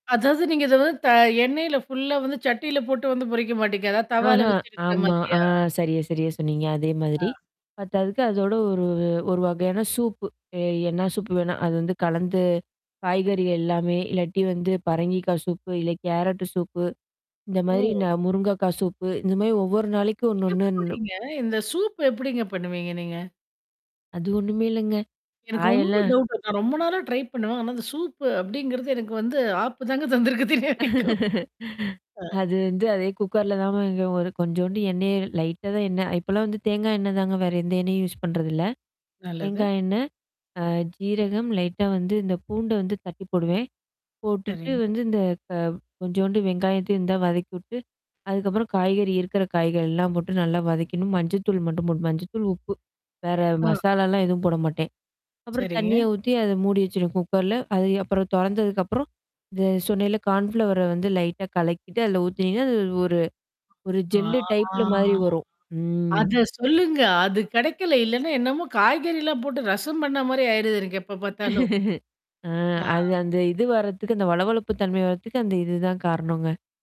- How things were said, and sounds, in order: static; distorted speech; mechanical hum; drawn out: "ஒரு"; in English: "டவுட்"; in English: "ட்ரை"; laughing while speaking: "ஆப்பு தாங்க தந்திருக்கு இன்னிய வரைக்கும்"; chuckle; unintelligible speech; in English: "யூஸ்"; tapping; other background noise; in English: "கான்ஃப்ளவர"; drawn out: "ஆ"; in English: "ஜெல்லு டைப்ல"; chuckle
- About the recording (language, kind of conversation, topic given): Tamil, podcast, குடும்பத்தில் ஆரோக்கியமான உணவுப் பழக்கங்களை உருவாக்க நீங்கள் எப்படி முயல்கிறீர்கள்?